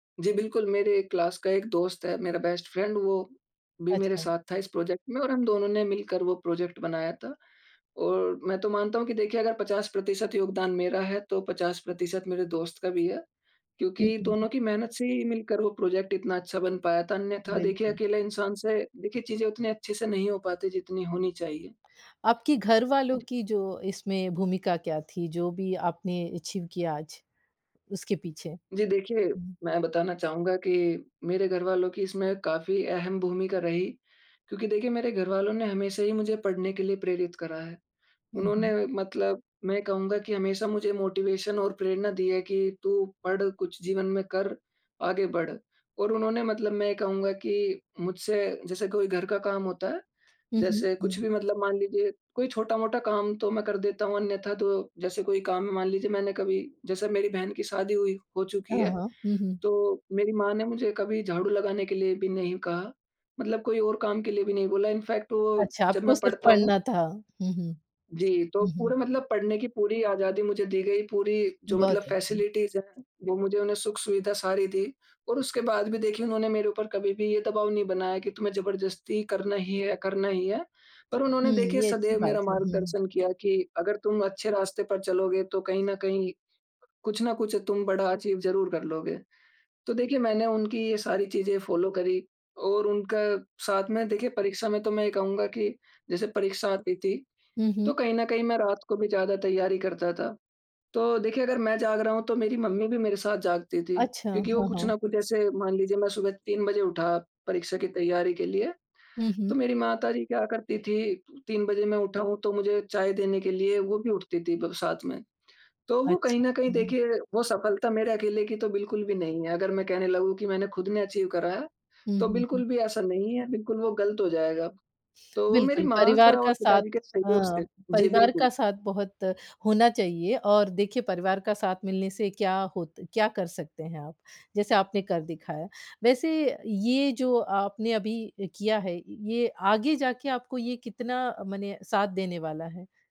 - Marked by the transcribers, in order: in English: "क्लास"; in English: "बेस्ट फ्रेंड"; in English: "प्रोजेक्ट"; in English: "प्रोजेक्ट"; in English: "प्रोजेक्ट"; tapping; in English: "अचीव"; in English: "मोटिवेशन"; in English: "इनफैक्ट"; other background noise; in English: "फैसिलिटीज़"; in English: "अचीव"; in English: "फॉलो"; in English: "अचीव"
- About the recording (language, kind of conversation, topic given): Hindi, podcast, आपके जीवन का सबसे गौरवपूर्ण क्षण कौन-सा था?